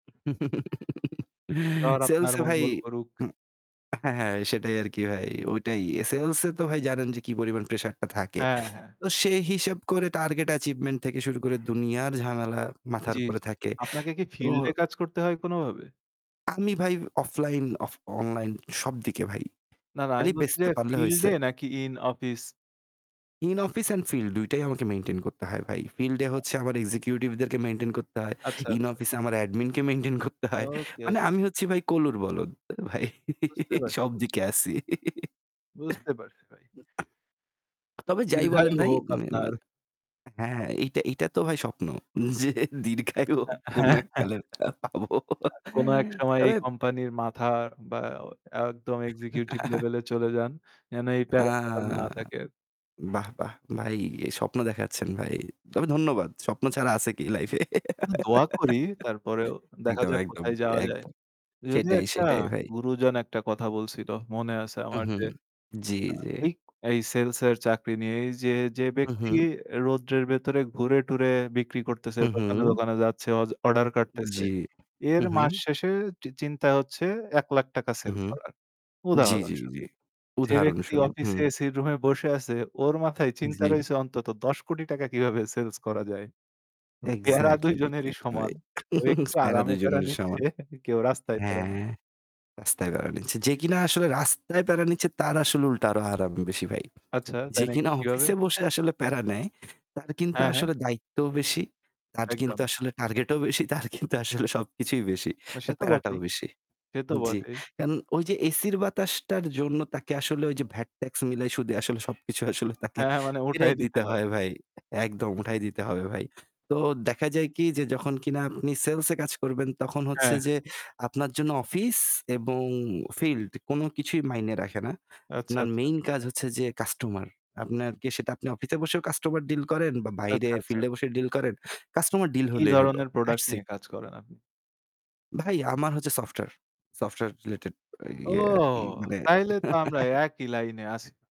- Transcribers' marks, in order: chuckle; in English: "target achievement"; horn; static; distorted speech; laugh; laughing while speaking: "ভাই সবদিকে আছি"; laugh; other background noise; laughing while speaking: "যে দীর্ঘায়ু কোনো এককালের পাবো"; chuckle; chuckle; laughing while speaking: "কেউ একটু আরামে প্যারা নিচ্ছে, কেউ রাস্তায় প্যারা নি"; chuckle; in English: "That's it"; chuckle
- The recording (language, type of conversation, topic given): Bengali, unstructured, কাজের চাপ সামলাতে আপনার কী কী উপায় আছে?